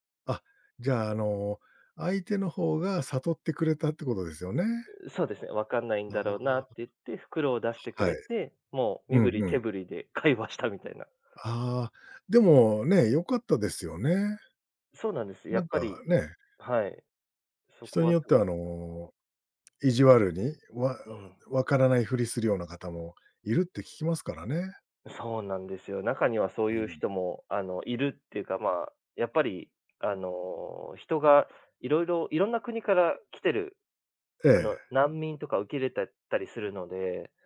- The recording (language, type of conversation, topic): Japanese, podcast, 言葉が通じない場所で、どのようにコミュニケーションを取りますか？
- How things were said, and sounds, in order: none